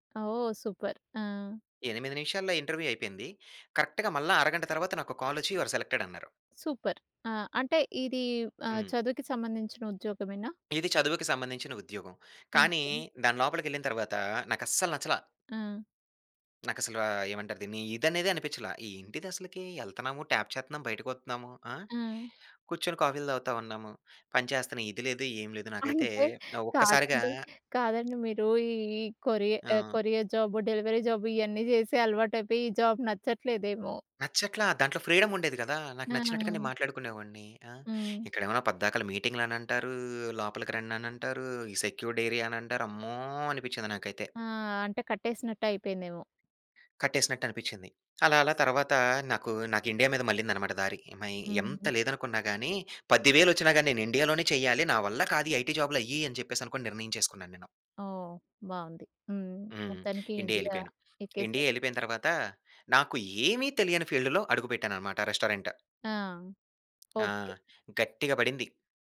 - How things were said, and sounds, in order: in English: "సూపర్"; in English: "ఇంటర్వ్యూ"; in English: "కరెక్ట్‌గా"; in English: "కాల్"; in English: "యుఆర్ సెలెక్టెడ్"; in English: "సూపర్"; in English: "ట్యాప్"; chuckle; tapping; in English: "కొరియర్"; in English: "డెలివరీ"; in English: "జాబ్"; in English: "ఫ్రీడమ్"; in English: "సెక్యూర్డ్ ఏరియా"; in English: "ఐటీ"; in English: "ఫీల్డ్‌లో"; in English: "రెస్టారెంట్"
- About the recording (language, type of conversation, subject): Telugu, podcast, నీవు అనుకున్న దారిని వదిలి కొత్త దారిని ఎప్పుడు ఎంచుకున్నావు?